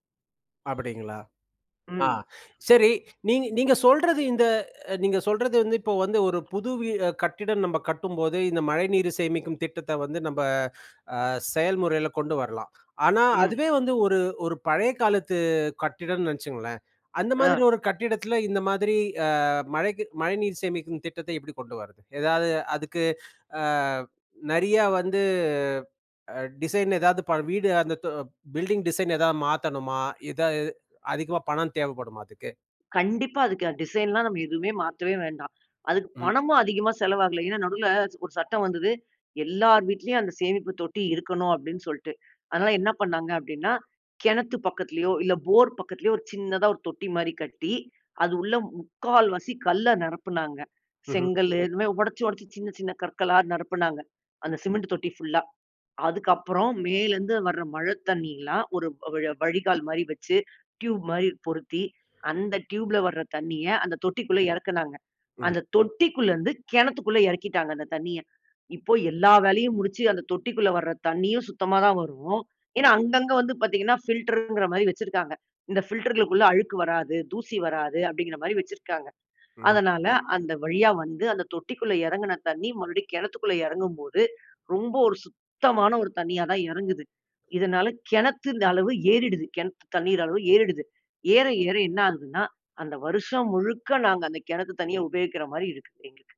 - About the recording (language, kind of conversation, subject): Tamil, podcast, வீட்டில் மழைநீர் சேமிப்பை எளிய முறையில் எப்படி செய்யலாம்?
- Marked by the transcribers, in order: other background noise; other noise; in English: "பில்டிங் டிசைன்"; in English: "ஃபில்டரு"; in English: "ஃபில்டர்களுக்குள்ள"; "கிணத்தொட" said as "கிணத்துந்த"